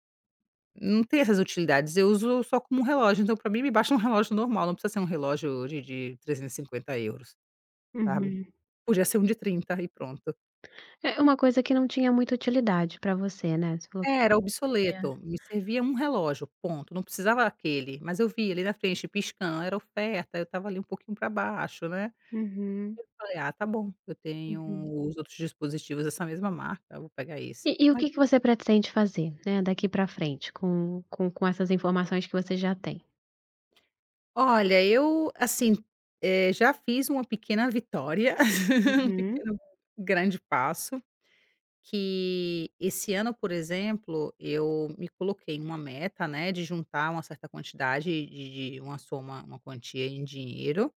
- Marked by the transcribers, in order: other background noise; unintelligible speech; laugh
- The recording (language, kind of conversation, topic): Portuguese, advice, Gastar impulsivamente para lidar com emoções negativas